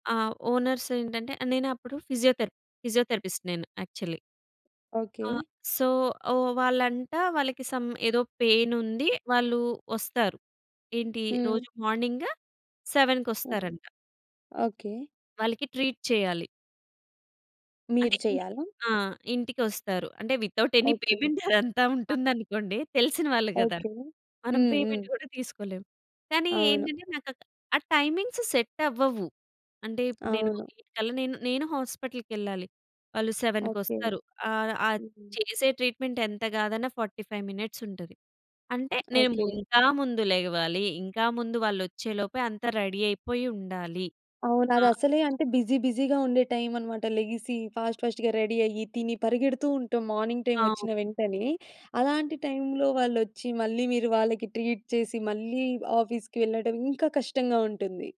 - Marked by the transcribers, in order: in English: "ఫిజియోథెరప్ ఫిజియోథెరపిస్ట్"; in English: "యాక్చల్లీ"; in English: "సో"; in English: "స‌మ్"; tapping; other background noise; in English: "సెవెన్‌కొస్తారంట"; unintelligible speech; in English: "ట్రీట్"; in English: "వితౌట్ ఎనీ"; giggle; other noise; in English: "పేమెంట్"; in English: "టైమింగ్స్"; in English: "ఎయిట్"; in English: "హాస్పిటల్‌కెళ్ళాలి"; in English: "సెవెన్‌కొస్తారు"; in English: "ఫార్టీ ఫైవ్"; in English: "రెడీ"; in English: "బిజీ బిజీగా"; in English: "ఫాస్ట్ ఫాస్ట్‌గా రెడీ"; in English: "మార్నింగ్"; in English: "ట్రీట్"; in English: "ఆఫీస్‌కి"
- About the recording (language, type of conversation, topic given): Telugu, podcast, నీకు అవసరమైన వ్యక్తిగత హద్దులను నువ్వు ఎలా నిర్ణయించుకుని పాటిస్తావు?